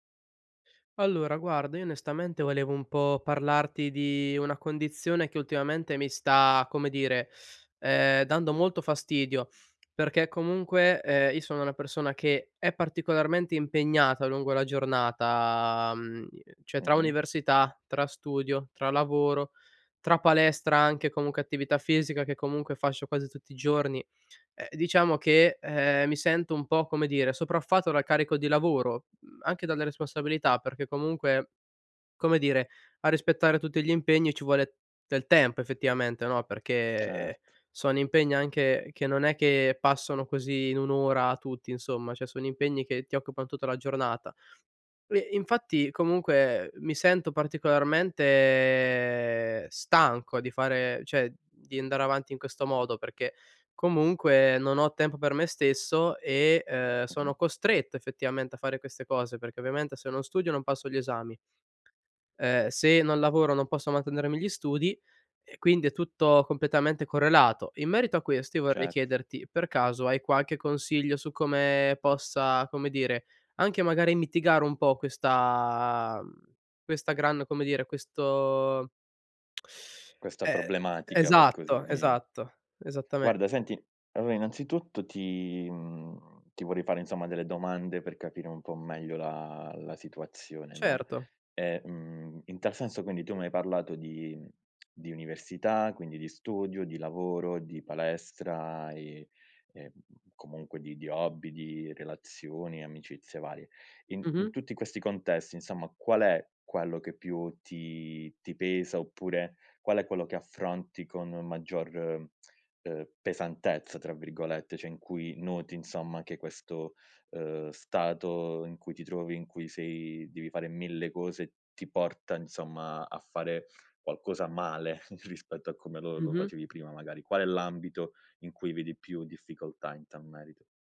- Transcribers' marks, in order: tapping; "cioè" said as "ceh"; "sopraffatto" said as "sopraffato"; "cioè" said as "ceh"; "cioè" said as "ceh"; tongue click; teeth sucking; other background noise; "cioè" said as "ceh"; chuckle; "tal" said as "tam"
- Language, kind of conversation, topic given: Italian, advice, Come posso gestire un carico di lavoro eccessivo e troppe responsabilità senza sentirmi sopraffatto?